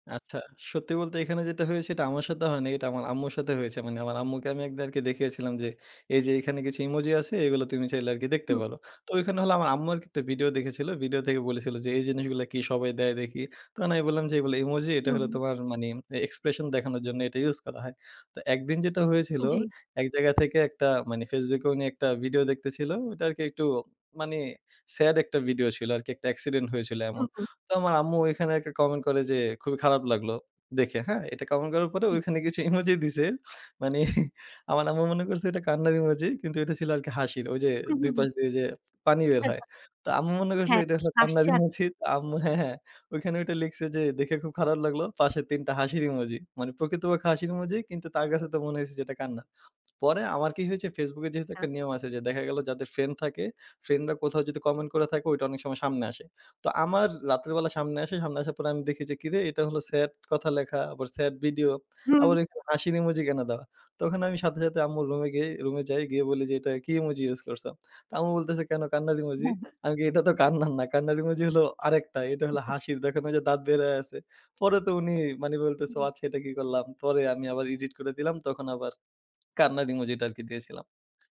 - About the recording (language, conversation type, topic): Bengali, podcast, অনলাইন আলাপনে ইমোজি কি অমৌখিক সংকেতের বিকল্প হিসেবে কাজ করে?
- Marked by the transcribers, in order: in English: "expression"; other background noise; tapping; chuckle; unintelligible speech; laughing while speaking: "কান্নার না"; unintelligible speech